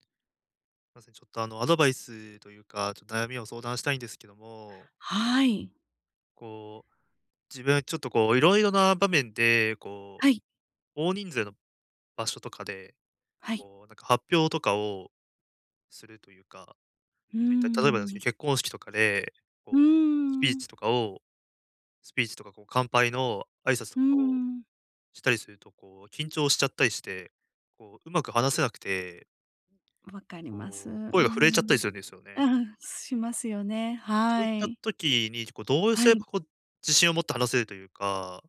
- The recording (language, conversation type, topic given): Japanese, advice, 人前で話すときに自信を高めるにはどうすればよいですか？
- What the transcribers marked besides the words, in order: none